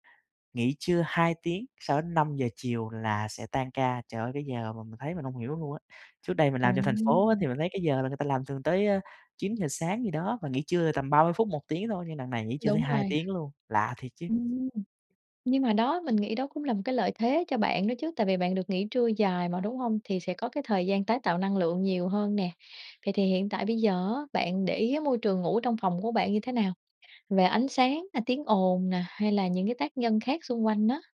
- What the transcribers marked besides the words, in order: tapping
- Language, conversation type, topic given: Vietnamese, advice, Làm sao để đi ngủ đúng giờ khi tôi hay thức khuya?